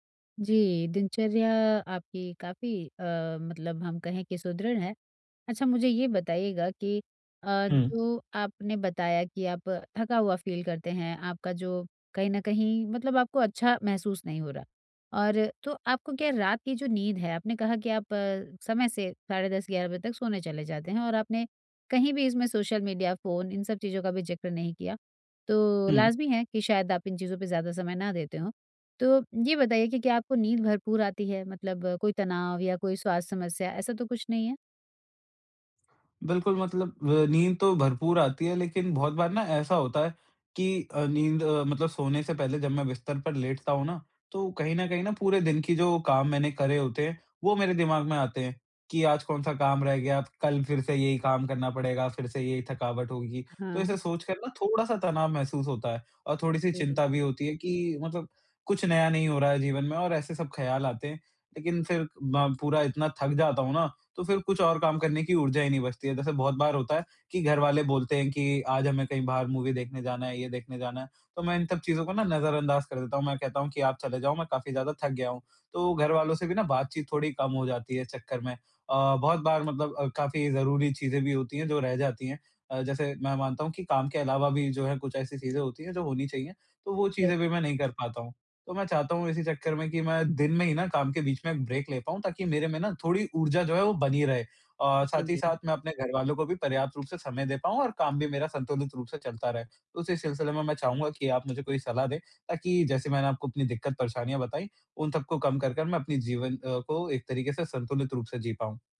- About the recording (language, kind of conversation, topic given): Hindi, advice, काम के दौरान थकान कम करने और मन को तरोताज़ा रखने के लिए मैं ब्रेक कैसे लूँ?
- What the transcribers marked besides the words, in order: other background noise; tapping; in English: "फील"; in English: "मूवी"; in English: "ब्रेक"